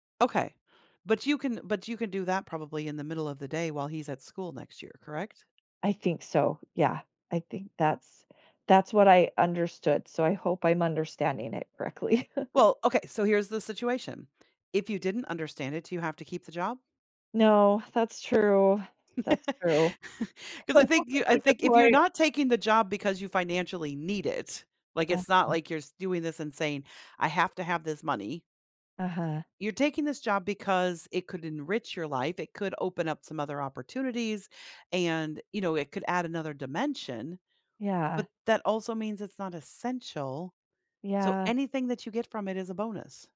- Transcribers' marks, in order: tapping; laugh; other background noise; laugh
- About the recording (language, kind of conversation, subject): English, advice, How can I balance my work responsibilities with family time without feeling overwhelmed?
- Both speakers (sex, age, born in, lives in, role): female, 45-49, United States, United States, user; female, 55-59, United States, United States, advisor